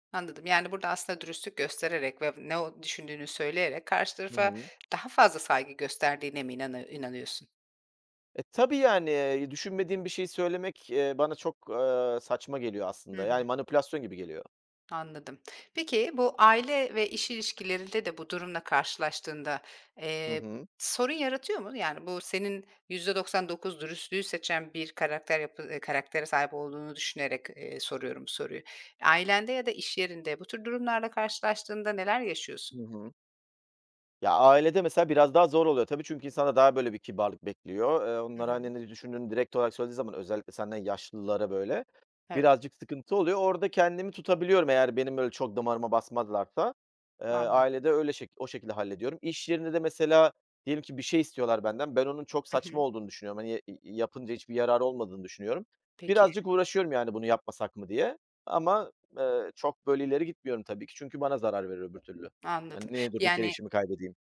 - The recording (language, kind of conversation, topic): Turkish, podcast, Kibarlık ile dürüstlük arasında nasıl denge kurarsın?
- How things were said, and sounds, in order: other background noise; tapping